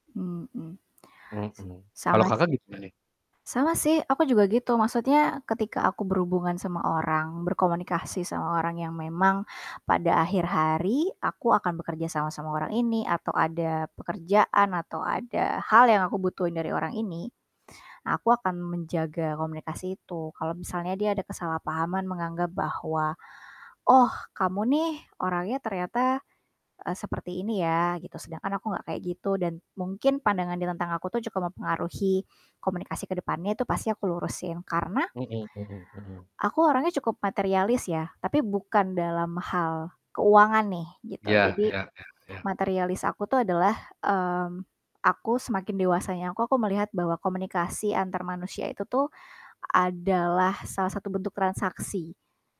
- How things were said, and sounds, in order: distorted speech
- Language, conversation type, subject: Indonesian, unstructured, Pernahkah kamu merasa identitasmu disalahpahami oleh orang lain?
- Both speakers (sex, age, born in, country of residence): female, 25-29, Indonesia, Indonesia; male, 30-34, Indonesia, Indonesia